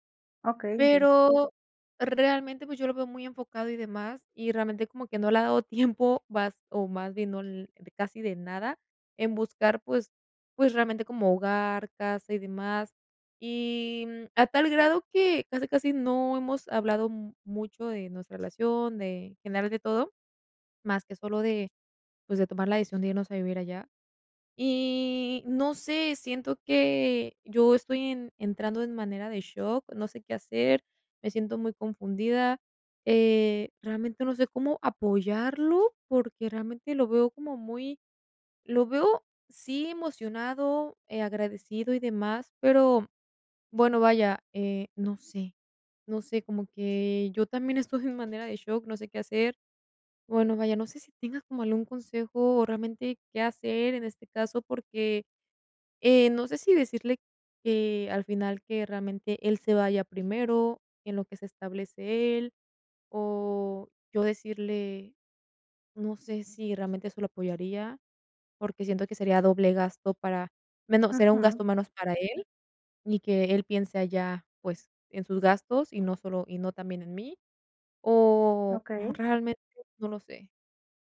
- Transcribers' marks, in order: chuckle; tapping; other background noise
- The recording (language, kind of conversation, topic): Spanish, advice, ¿Cómo puedo apoyar a mi pareja durante cambios importantes en su vida?